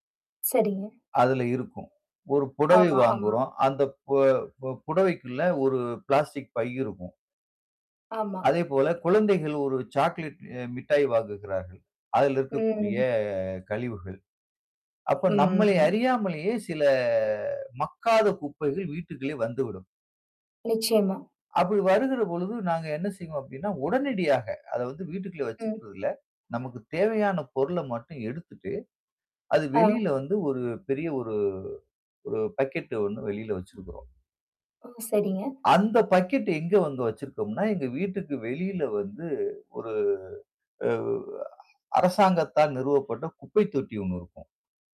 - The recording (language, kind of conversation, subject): Tamil, podcast, நமது வாழ்க்கையில் தினசரி எளிதாகப் பின்பற்றக்கூடிய சுற்றுச்சூழல் நட்பு பழக்கங்கள் என்ன?
- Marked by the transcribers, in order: static; tapping; distorted speech; drawn out: "சில"; mechanical hum